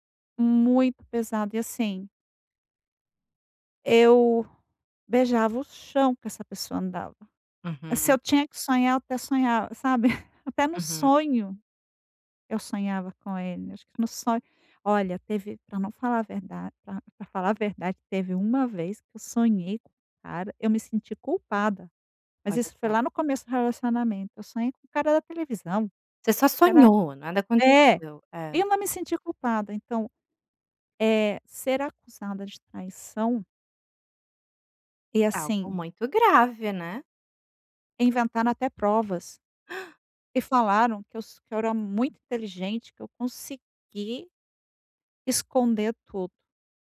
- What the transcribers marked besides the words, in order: tapping; gasp
- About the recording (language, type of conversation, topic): Portuguese, advice, Como posso lidar com um término recente e a dificuldade de aceitar a perda?